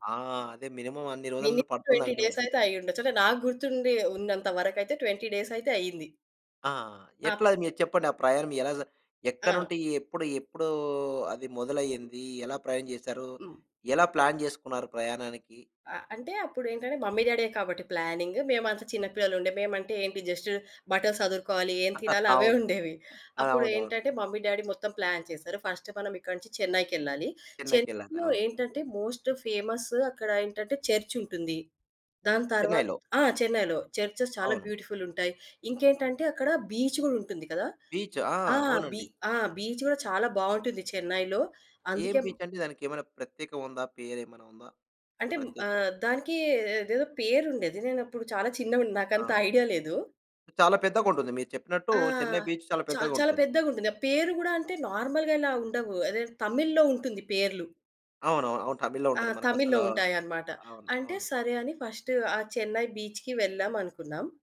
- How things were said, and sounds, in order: in English: "మినిమం"; in English: "మినిమమ్ ట్వెంటీ"; in English: "ట్వెంటీ"; other background noise; in English: "ప్లాన్"; in English: "మమ్మీ డ్యాడీయే"; in English: "ప్లానింగ్"; in English: "జస్ట్"; chuckle; in English: "మమ్మీ డ్యాడీ"; in English: "ప్లాన్"; in English: "ఫస్ట్"; in English: "మోస్ట్ ఫేమస్"; in English: "చర్చ్"; in English: "చర్చెస్"; in English: "బ్యూటిఫుల్"; in English: "బీచ్"; in English: "బీచ్"; in English: "బీచ్"; in English: "బీచ్"; in English: "నార్మల్‌గా"; in English: "ఫస్ట్"
- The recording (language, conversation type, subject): Telugu, podcast, మీకు ఇప్పటికీ గుర్తుండిపోయిన ఒక ప్రయాణం గురించి చెప్పగలరా?